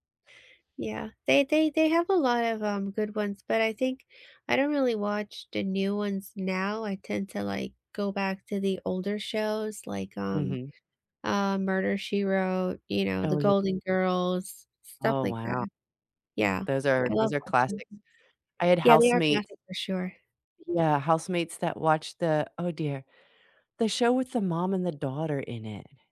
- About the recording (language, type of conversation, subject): English, unstructured, What hidden gem TV series would you recommend to everyone?
- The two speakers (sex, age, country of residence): female, 45-49, United States; female, 45-49, United States
- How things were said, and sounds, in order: other background noise